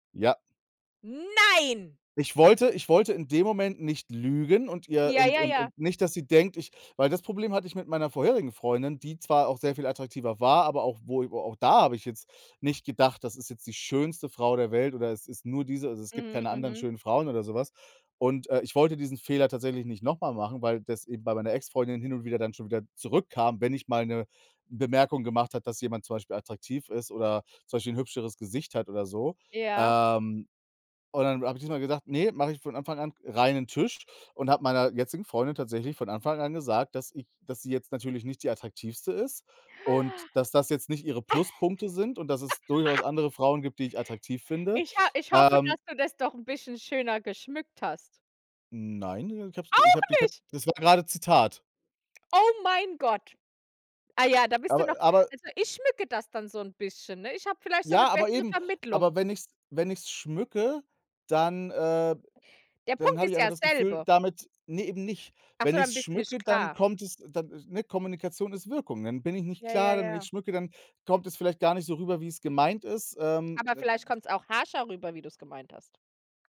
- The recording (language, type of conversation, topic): German, unstructured, Wie stehst du zu Lügen, wenn sie jemandem helfen?
- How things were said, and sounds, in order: surprised: "Nein"; gasp; laugh